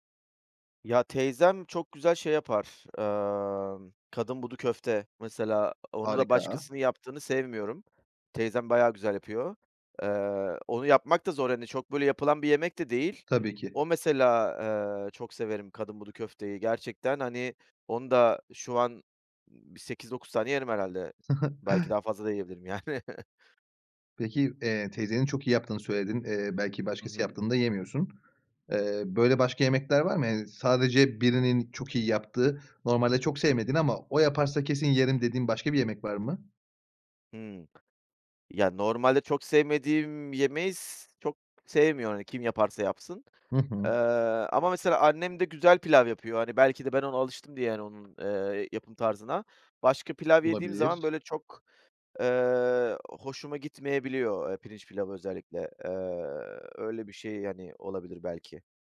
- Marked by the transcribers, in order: other background noise; chuckle; laughing while speaking: "yani"
- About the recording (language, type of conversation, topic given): Turkish, podcast, Çocukluğundaki en unutulmaz yemek anını anlatır mısın?